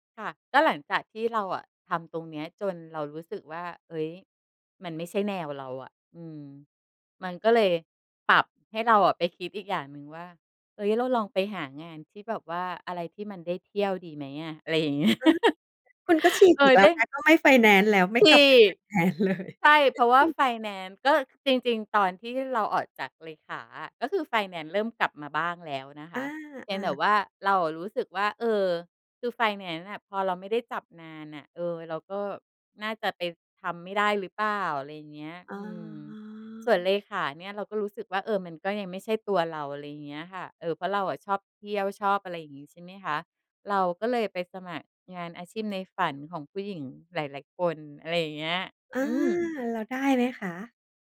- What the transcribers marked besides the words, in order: laughing while speaking: "เงี้ย"; chuckle; laughing while speaking: "เลย"; chuckle; drawn out: "อ๋อ"
- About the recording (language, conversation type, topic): Thai, podcast, คุณช่วยเล่าเหตุการณ์ที่เปลี่ยนชีวิตคุณให้ฟังหน่อยได้ไหม?